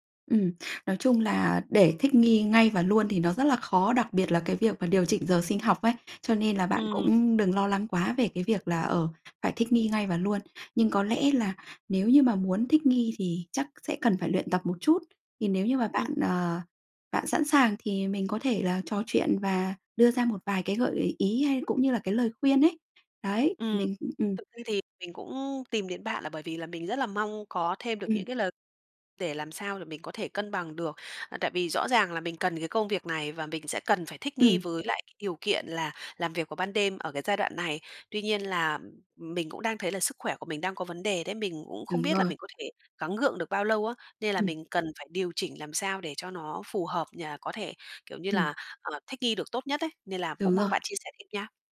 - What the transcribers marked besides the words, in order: tapping
- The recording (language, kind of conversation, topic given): Vietnamese, advice, Thay đổi lịch làm việc sang ca đêm ảnh hưởng thế nào đến giấc ngủ và gia đình bạn?